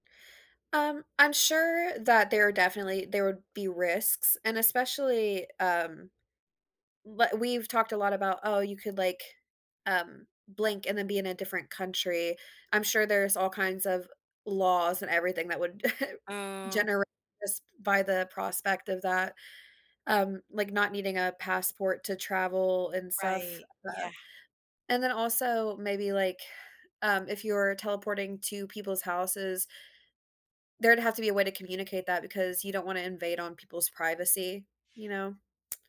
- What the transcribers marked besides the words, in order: chuckle
- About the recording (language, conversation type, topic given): English, unstructured, What would change in your daily life with instant teleportation?
- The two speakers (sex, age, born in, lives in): female, 25-29, United States, United States; female, 55-59, United States, United States